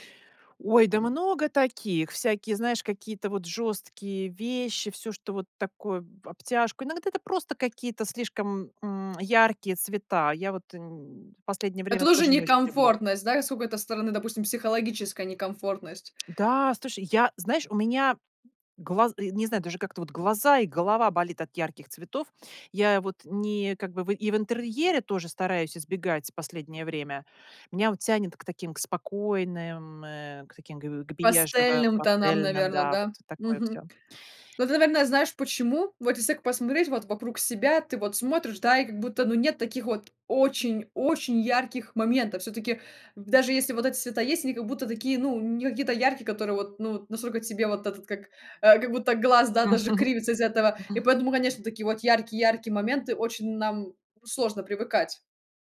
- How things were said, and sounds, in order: other background noise; stressed: "очень-очень"; chuckle
- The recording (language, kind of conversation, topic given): Russian, podcast, Как ты обычно выбираешь между минимализмом и ярким самовыражением в стиле?